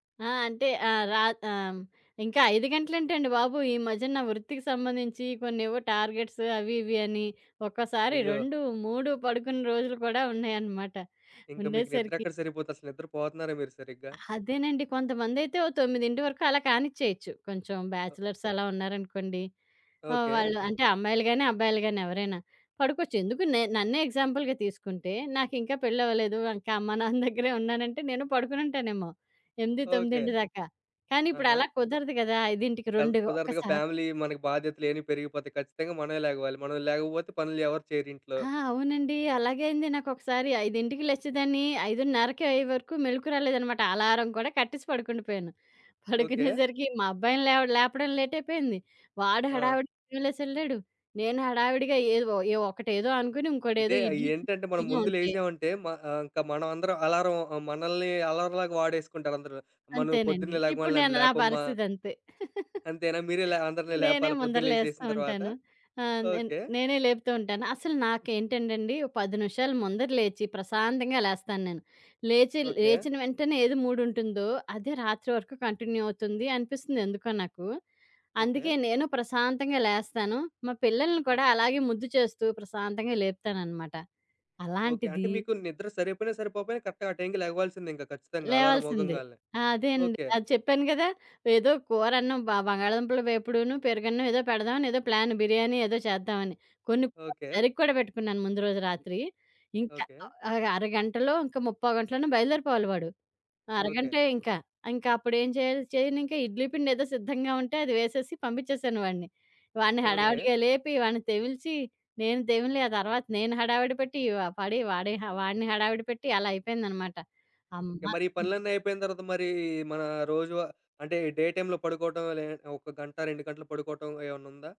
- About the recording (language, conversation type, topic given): Telugu, podcast, హాయిగా, మంచి నిద్రను ప్రతిరోజూ స్థిరంగా వచ్చేలా చేసే అలవాటు మీరు ఎలా ఏర్పరుచుకున్నారు?
- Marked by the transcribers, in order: in English: "టార్గెట్స్"; in English: "బ్యాచిలర్స్"; other background noise; in English: "ఎగ్జాంపుల్‌గా"; giggle; in English: "ఫ్యామిలీ"; giggle; in English: "రెడీగా"; chuckle; in English: "కంటిన్యూ"; in English: "కరెక్ట్‌గా"; in English: "డే టైమ్‌లో"